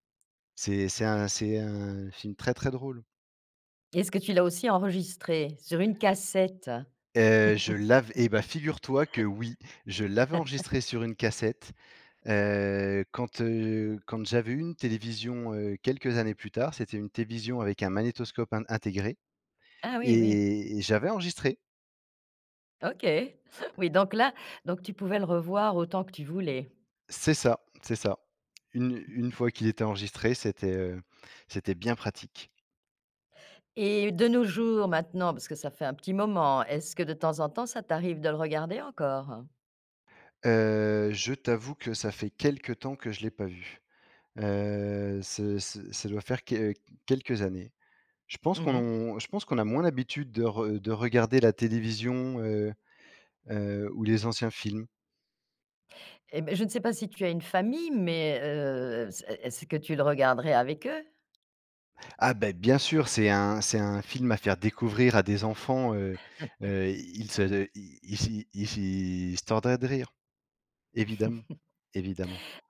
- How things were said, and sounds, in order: laugh; "télévision" said as "tévision"; chuckle; chuckle; other background noise; chuckle; chuckle
- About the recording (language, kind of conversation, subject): French, podcast, Quels films te reviennent en tête quand tu repenses à ton adolescence ?
- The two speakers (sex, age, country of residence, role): female, 60-64, France, host; male, 35-39, France, guest